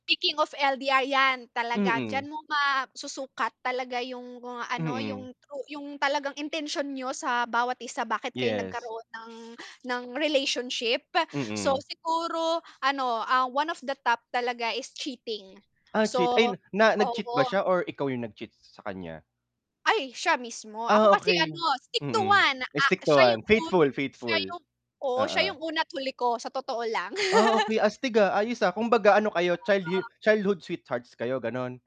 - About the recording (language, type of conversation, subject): Filipino, unstructured, Ano ang epekto ng galit sa iyong mga relasyon?
- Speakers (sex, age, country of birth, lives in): female, 25-29, Philippines, Philippines; male, 30-34, Philippines, Philippines
- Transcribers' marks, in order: static; distorted speech; tapping; laugh